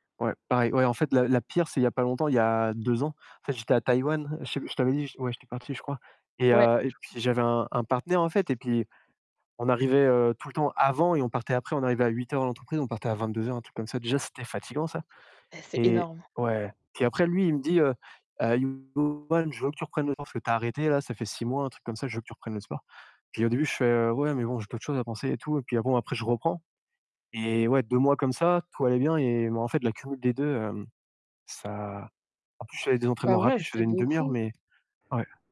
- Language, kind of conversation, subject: French, unstructured, Comment convaincre quelqu’un qu’il a besoin de faire une pause ?
- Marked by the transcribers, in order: other background noise; mechanical hum; stressed: "avant"; unintelligible speech; static; "l'accumulation" said as "accumul"; tapping